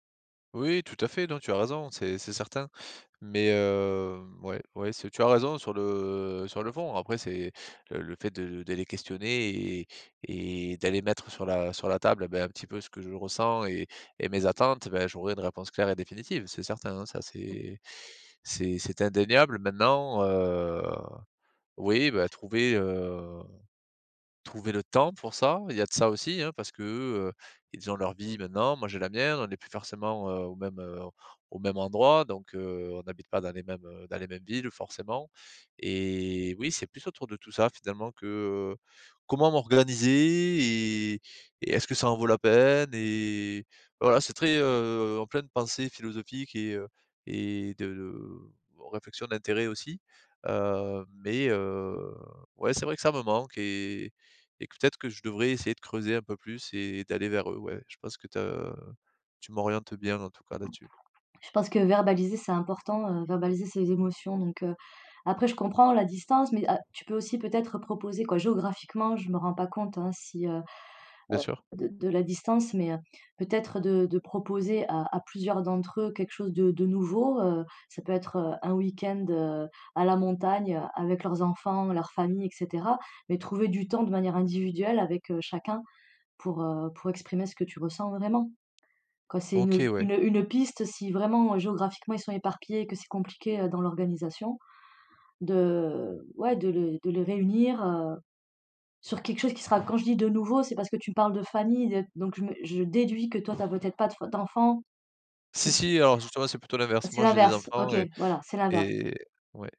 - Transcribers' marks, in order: tapping; drawn out: "heu"; other background noise; unintelligible speech
- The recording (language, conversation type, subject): French, advice, Comment maintenir mes amitiés lorsque la dynamique du groupe change ?